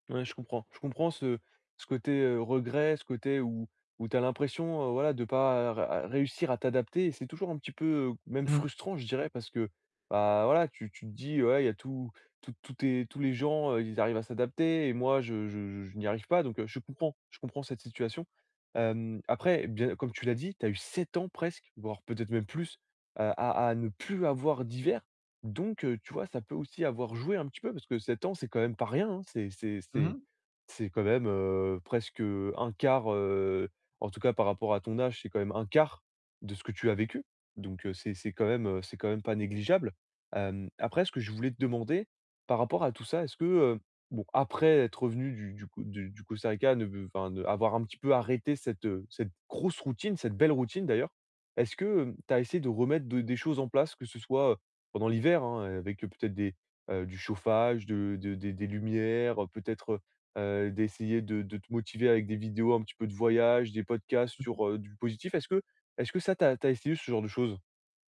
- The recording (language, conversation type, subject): French, advice, Comment puis-je m’adapter au climat et aux saisons ici ?
- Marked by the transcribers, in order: stressed: "sept"; stressed: "plus"; stressed: "grosse"; distorted speech